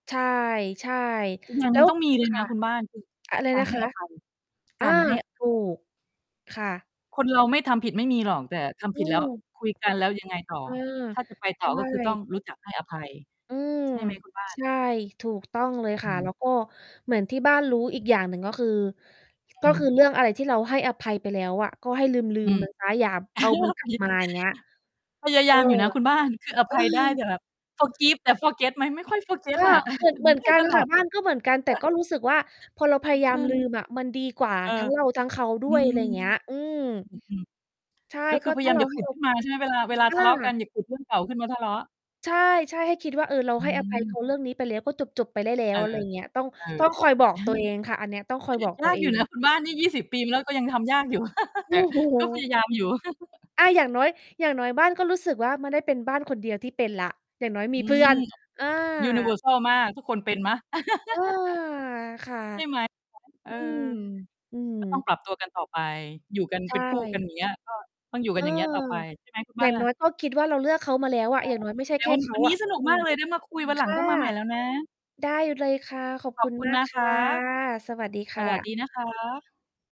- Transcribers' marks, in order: distorted speech; tapping; chuckle; unintelligible speech; in English: "forgive"; laughing while speaking: "เออ"; in English: "forget"; in English: "forget"; chuckle; chuckle; laugh; chuckle; other noise; in English: "ยูนิเวอร์ซัล"; laugh
- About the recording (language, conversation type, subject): Thai, unstructured, อะไรคือสิ่งที่สำคัญที่สุดในความสัมพันธ์ระยะยาว?